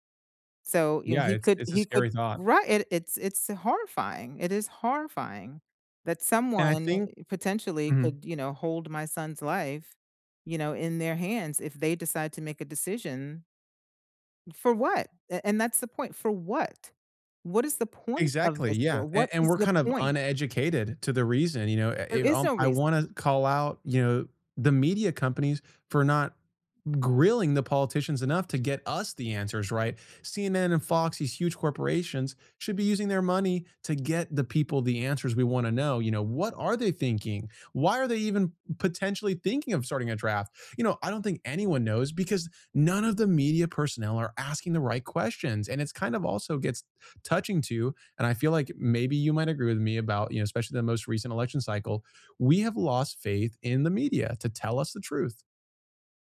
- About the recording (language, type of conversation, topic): English, unstructured, How do you keep up with the news these days, and what helps you make sense of it?
- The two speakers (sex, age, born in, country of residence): female, 55-59, United States, United States; male, 20-24, United States, United States
- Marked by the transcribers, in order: stressed: "us"